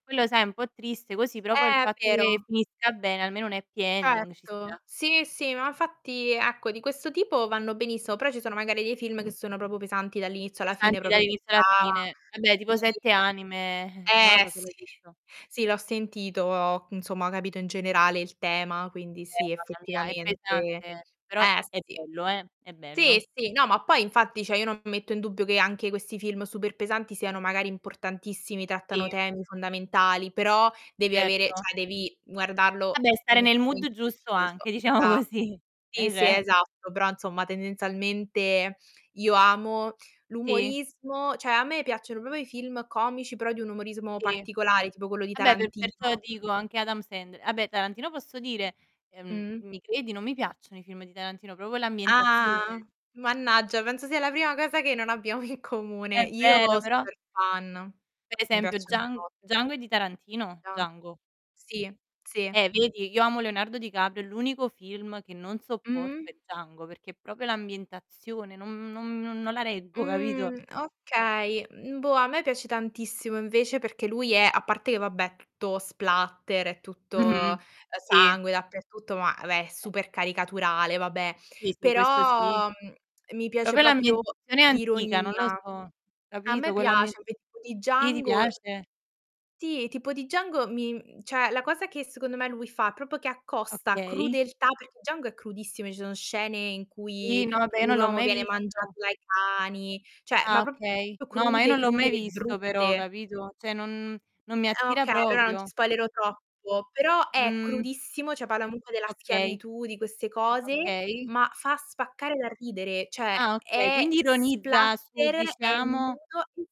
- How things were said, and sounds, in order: distorted speech; in English: "happy ending"; "infatti" said as "nfatti"; "questo" said as "quesso"; "benissimo" said as "benissemo"; tapping; "proprio" said as "propo"; "proprio" said as "propo"; chuckle; "insomma" said as "inzomma"; "cioè" said as "ceh"; "Vabbè" said as "abbè"; in English: "mood"; laughing while speaking: "diciamo così. È ve"; "insomma" said as "nzomma"; "tendenzialmente" said as "tendenzalmente"; "proprio" said as "propio"; "vabbè" said as "abbè"; "dico" said as "ico"; "Sandler" said as "Send"; "Vabbè" said as "Abbè"; other background noise; "proprio" said as "propio"; laughing while speaking: "abbiamo in"; "proprio" said as "propio"; drawn out: "Mh"; unintelligible speech; "vabbè" said as "vae"; static; "Proprio" said as "propio"; "proprio" said as "propio"; unintelligible speech; "cioè" said as "ceh"; "proprio" said as "propio"; "vabbè" said as "abbè"; "Cioè" said as "Ceh"; "cioè" said as "ceh"
- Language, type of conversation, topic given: Italian, unstructured, In che modo un film può cambiare il tuo modo di vedere il mondo?